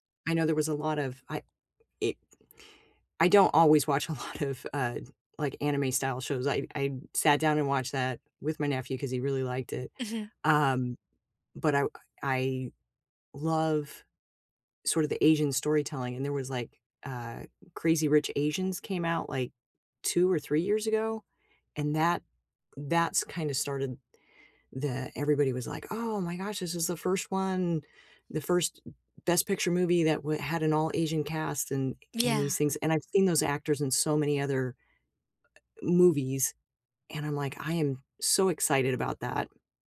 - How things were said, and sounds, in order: laughing while speaking: "a lot"; tapping; other background noise
- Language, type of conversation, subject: English, unstructured, Which comfort TV show do you press play on first when life gets hectic, and why?
- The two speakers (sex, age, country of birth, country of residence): female, 20-24, United States, United States; female, 55-59, United States, United States